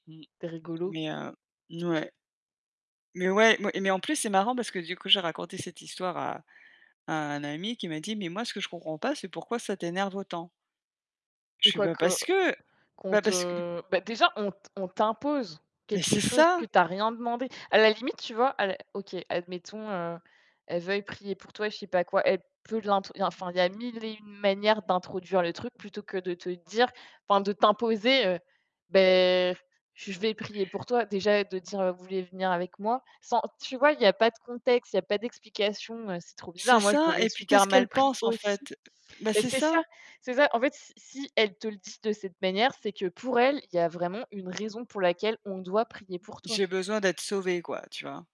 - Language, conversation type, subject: French, unstructured, Avez-vous déjà été surpris par un rituel religieux étranger ?
- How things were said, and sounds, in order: static; tapping; stressed: "aussi"